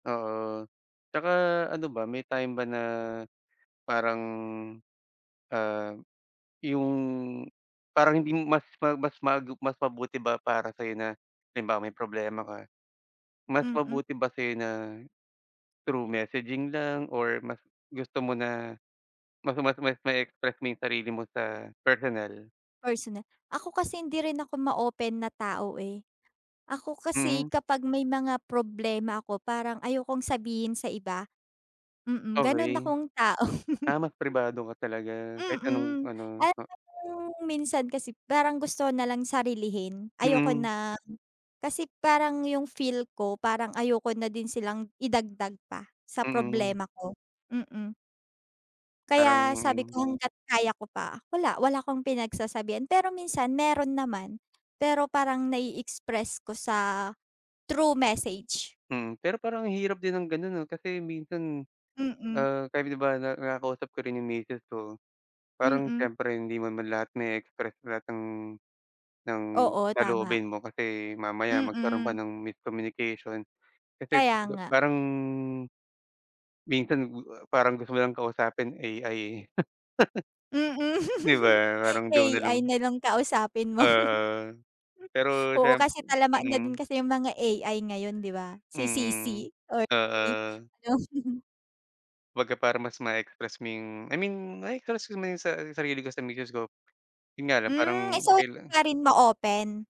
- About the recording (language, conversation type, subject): Filipino, unstructured, Paano nakaaapekto ang midyang panlipunan sa ating pakikisalamuha?
- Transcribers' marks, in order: tapping; laughing while speaking: "tao"; other background noise; laughing while speaking: "Mm"; chuckle; laughing while speaking: "mo"; laughing while speaking: "yung"; "na-e-express" said as "naeexress"